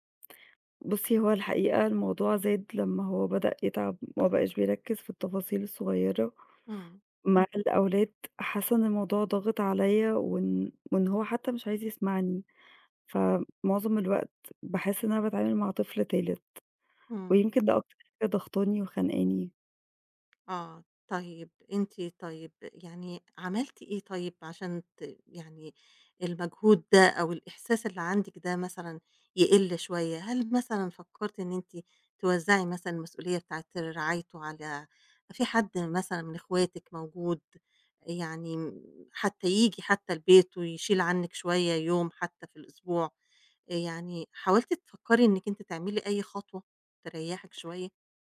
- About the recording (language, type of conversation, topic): Arabic, advice, تأثير رعاية أحد الوالدين المسنين على الحياة الشخصية والمهنية
- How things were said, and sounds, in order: tapping